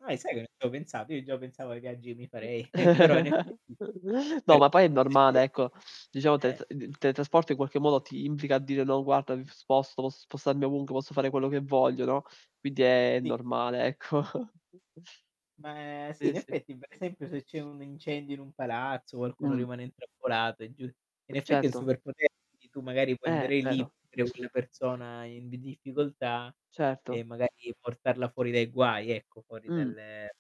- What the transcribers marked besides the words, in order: static; distorted speech; other noise; giggle; chuckle; unintelligible speech; chuckle; other background noise; mechanical hum
- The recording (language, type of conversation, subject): Italian, unstructured, Cosa faresti se potessi teletrasportarti ovunque nel mondo per un giorno?